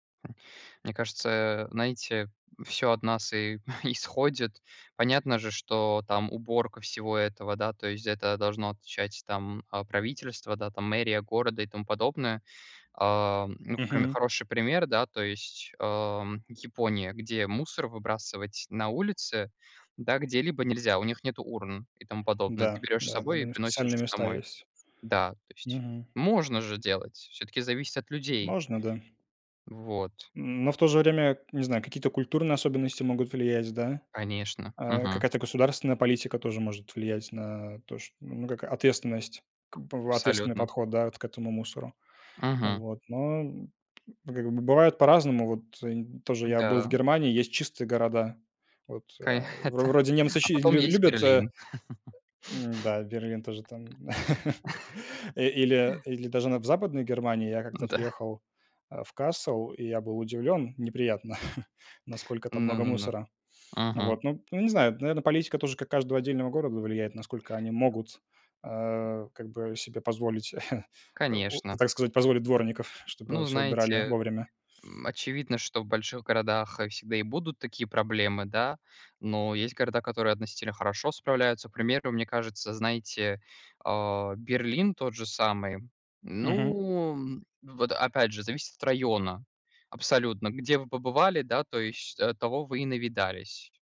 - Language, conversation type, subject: Russian, unstructured, Что вызывает у вас отвращение в загрязнённом городе?
- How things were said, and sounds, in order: chuckle; tapping; "как бы" said as "кбы"; unintelligible speech; other background noise; laugh; chuckle; chuckle